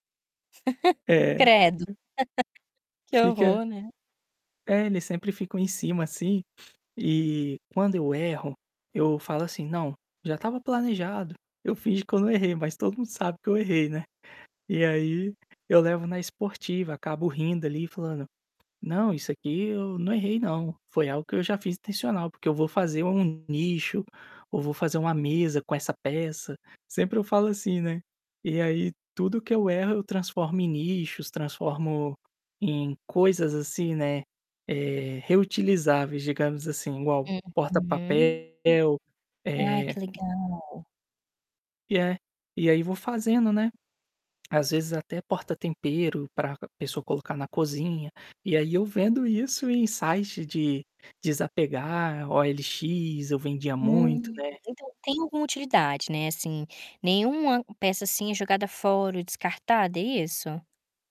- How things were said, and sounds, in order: static; chuckle; unintelligible speech; tapping; other background noise; distorted speech
- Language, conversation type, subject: Portuguese, podcast, Como você transforma um erro em uma oportunidade de crescimento?